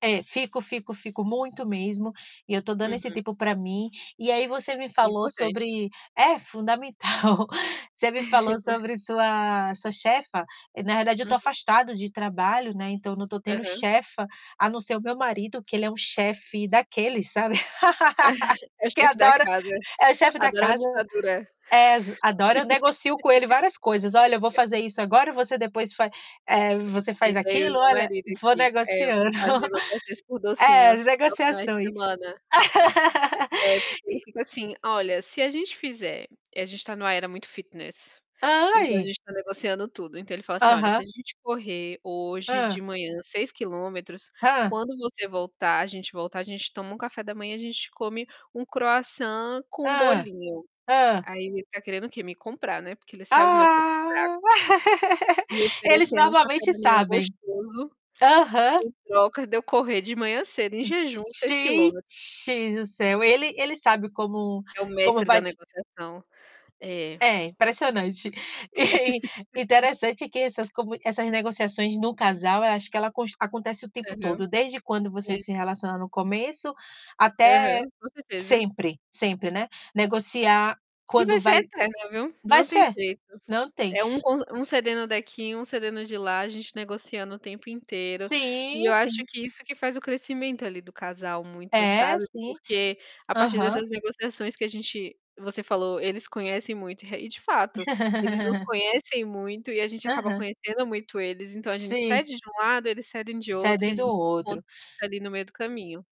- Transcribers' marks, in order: tapping; chuckle; chuckle; laugh; laugh; distorted speech; chuckle; laugh; in English: "fitness"; drawn out: "Ah"; laugh; chuckle; laughing while speaking: "E"; laugh; other background noise; laugh
- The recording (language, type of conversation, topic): Portuguese, unstructured, Qual é a importância de ouvir o outro lado durante uma negociação?